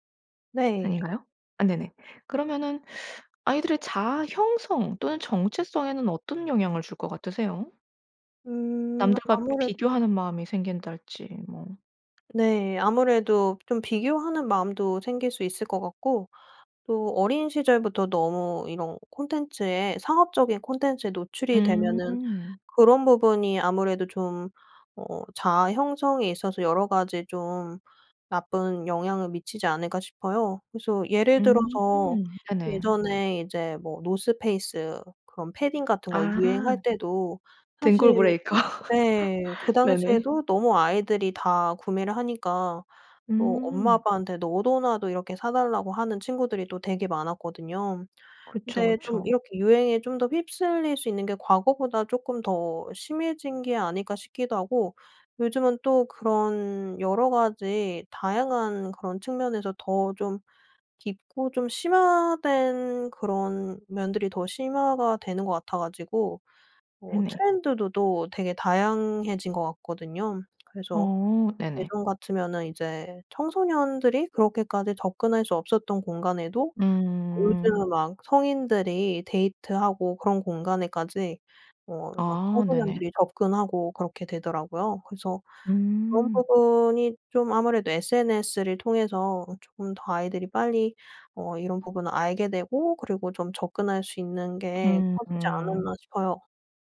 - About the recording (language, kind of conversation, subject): Korean, podcast, 어린 시절부터 SNS에 노출되는 것이 정체성 형성에 영향을 줄까요?
- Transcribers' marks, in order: other background noise; laughing while speaking: "브레이커. 네네"